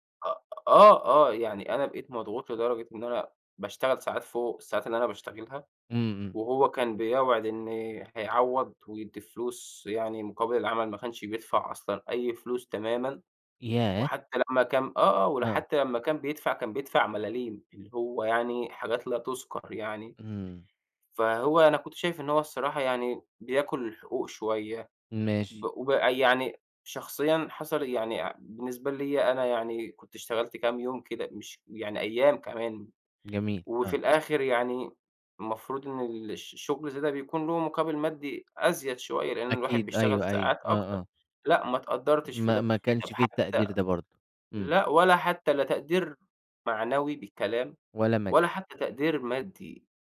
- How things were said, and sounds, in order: none
- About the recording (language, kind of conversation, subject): Arabic, podcast, إيه العلامات اللي بتقول إن شغلك بيستنزفك؟